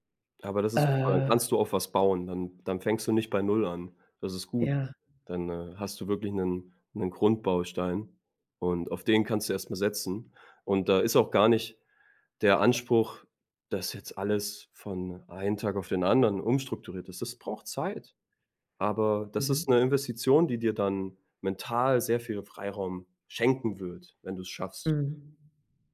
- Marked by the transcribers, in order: stressed: "Zeit"
- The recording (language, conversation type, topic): German, advice, Wie kann ich es schaffen, mich länger auf Hausaufgaben oder Arbeit zu konzentrieren?